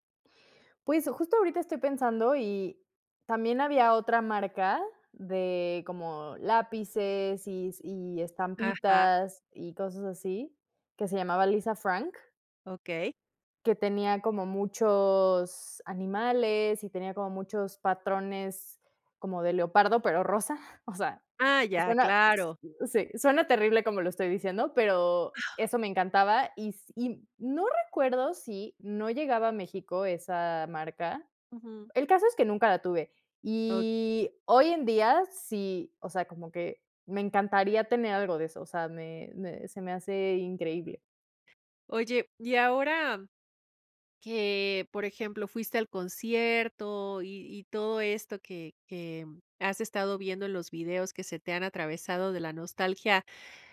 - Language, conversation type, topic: Spanish, podcast, ¿Cómo influye la nostalgia en ti al volver a ver algo antiguo?
- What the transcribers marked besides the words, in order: giggle; other noise; other background noise